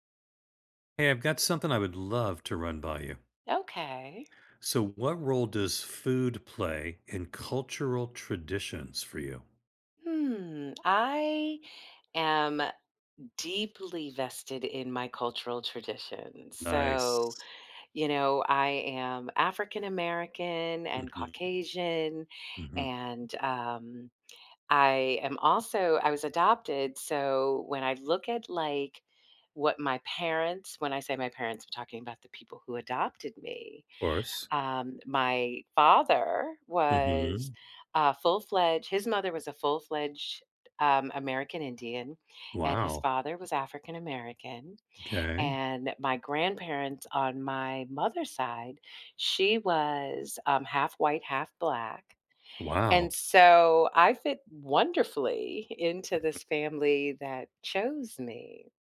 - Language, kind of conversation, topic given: English, unstructured, How can I use food to connect with my culture?
- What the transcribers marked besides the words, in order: stressed: "love"; tapping